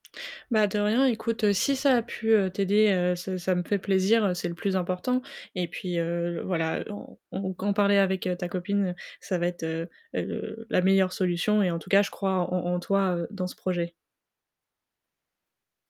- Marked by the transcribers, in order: none
- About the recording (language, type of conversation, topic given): French, advice, Comment gérer des désaccords sur les projets de vie (enfants, déménagement, carrière) ?